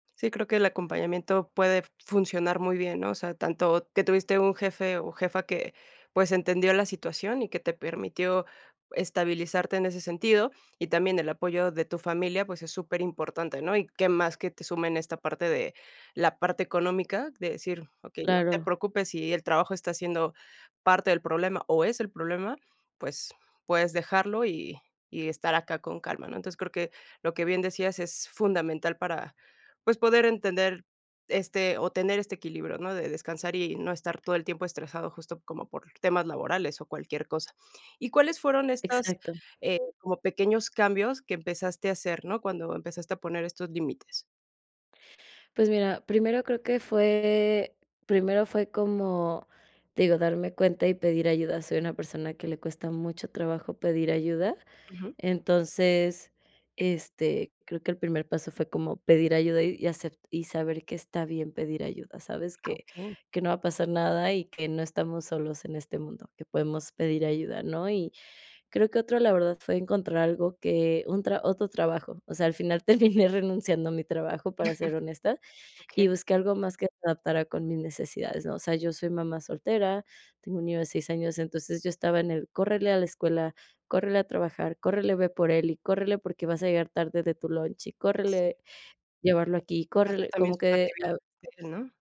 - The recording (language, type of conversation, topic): Spanish, podcast, ¿Cómo equilibras el trabajo y el descanso durante tu recuperación?
- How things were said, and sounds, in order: chuckle